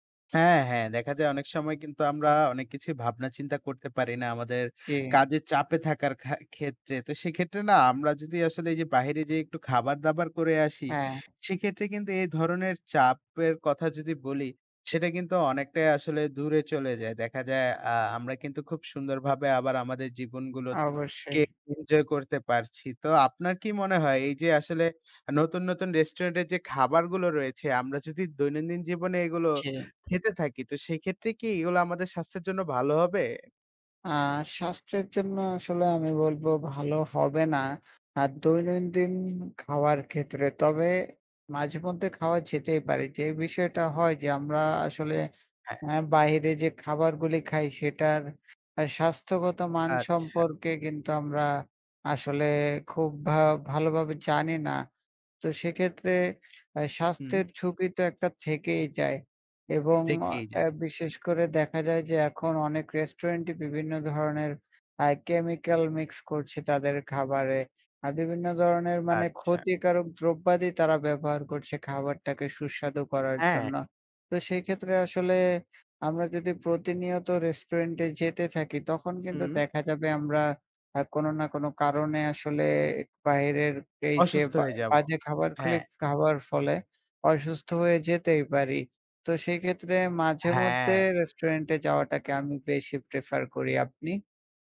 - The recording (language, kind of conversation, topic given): Bengali, unstructured, তুমি কি প্রায়ই রেস্তোরাঁয় খেতে যাও, আর কেন বা কেন না?
- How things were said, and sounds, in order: horn; "গুলি" said as "খুলি"; drawn out: "হ্যাঁ"